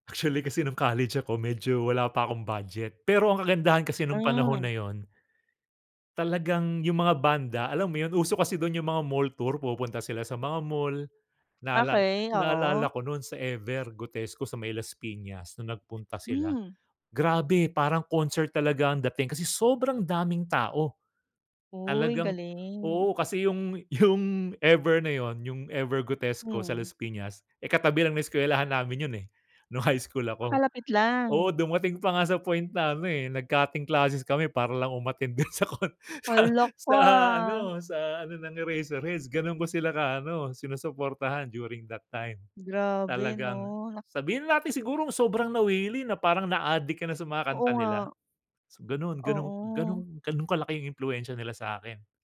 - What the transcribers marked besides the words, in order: in English: "mall tour"; chuckle; other noise; laughing while speaking: "dun sa kuwan, sa"; in English: "during that time"
- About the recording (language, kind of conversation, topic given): Filipino, podcast, May lokal na alagad ng sining ka bang palagi mong sinusuportahan?